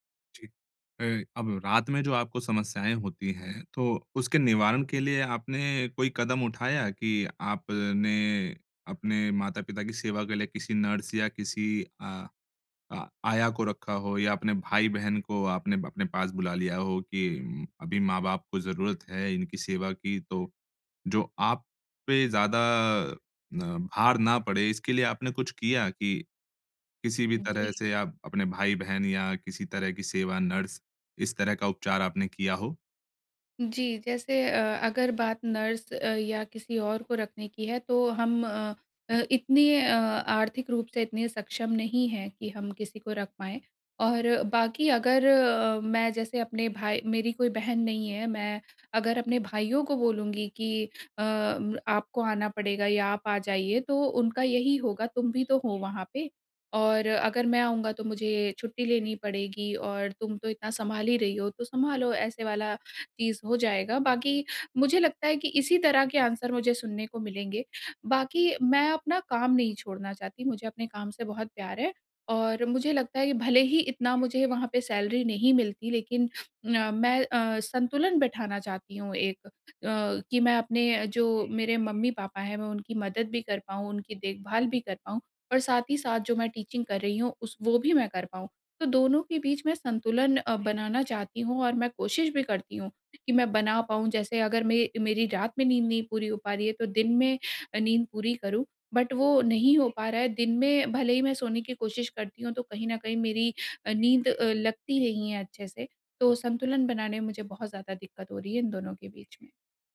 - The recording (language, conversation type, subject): Hindi, advice, मैं काम और बुज़ुर्ग माता-पिता की देखभाल के बीच संतुलन कैसे बनाए रखूँ?
- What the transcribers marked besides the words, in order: tapping; other background noise; in English: "आंसर"; in English: "सैलरी"; bird; in English: "टीचिंग"; in English: "बट"